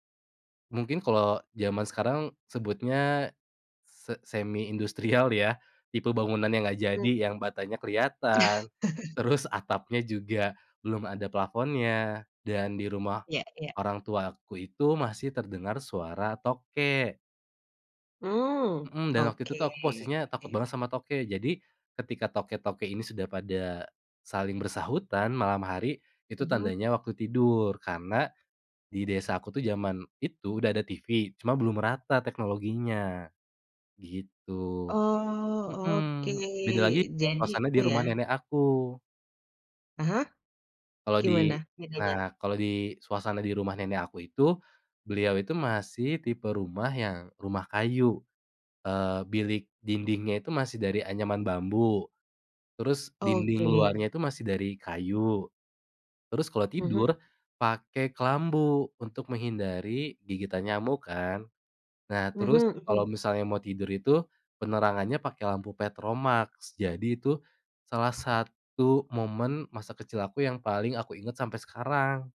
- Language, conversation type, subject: Indonesian, podcast, Apa cerita atau dongeng yang paling sering kamu dengar saat kecil?
- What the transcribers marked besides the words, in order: laughing while speaking: "industrial"; laugh; laughing while speaking: "terus"; other background noise; tapping